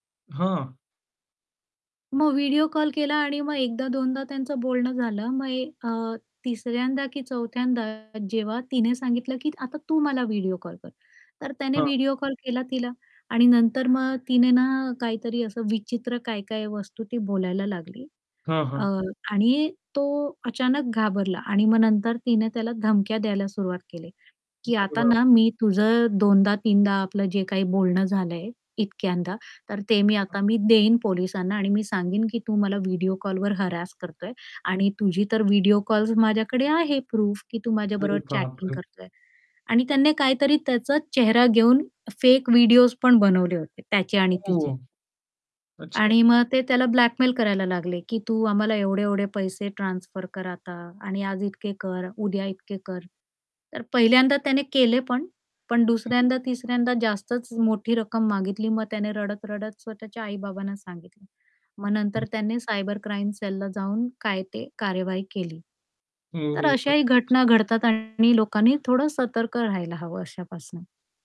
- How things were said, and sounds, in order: distorted speech; static; tapping; unintelligible speech; in English: "हॅरॅस"; in English: "प्रूफ"; in English: "चॅटिंग"
- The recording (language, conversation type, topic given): Marathi, podcast, अनोळखी लोकांचे संदेश तुम्ही कसे हाताळता?